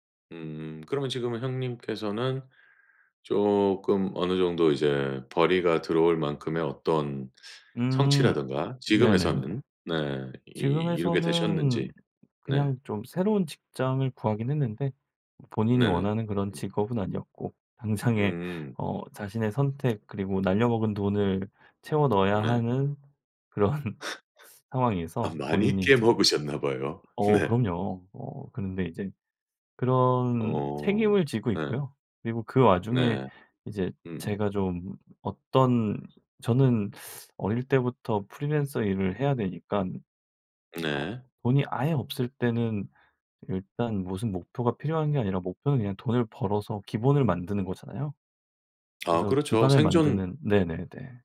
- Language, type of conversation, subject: Korean, podcast, 가족에게 진실을 말하기는 왜 어려울까요?
- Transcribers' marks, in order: other background noise; laughing while speaking: "당장에"; laughing while speaking: "그런"; laugh; laughing while speaking: "아 많이 깨 먹으셨나 봐요. 네"